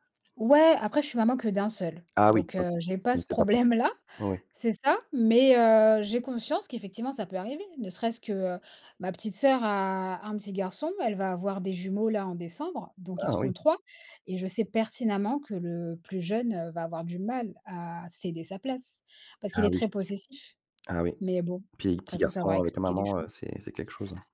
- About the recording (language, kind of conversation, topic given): French, unstructured, Que penses-tu des relations où l’un des deux est trop jaloux ?
- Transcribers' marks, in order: laughing while speaking: "problème-là"